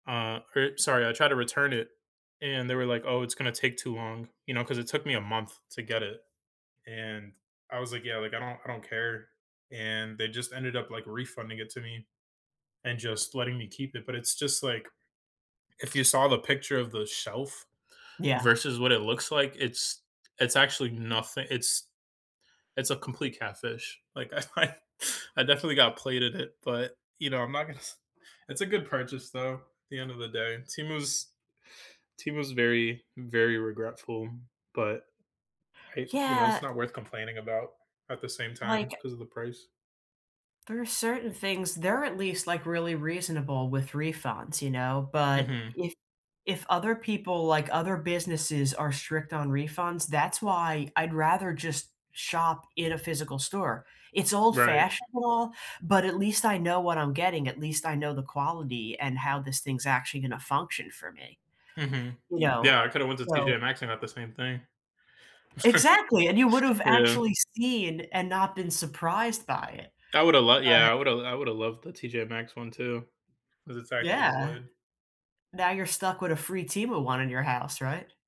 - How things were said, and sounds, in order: laughing while speaking: "I I"; chuckle; other background noise; chuckle
- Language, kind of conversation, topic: English, unstructured, What is the smartest purchase you have ever made?
- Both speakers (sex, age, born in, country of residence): female, 35-39, United States, United States; male, 25-29, United States, United States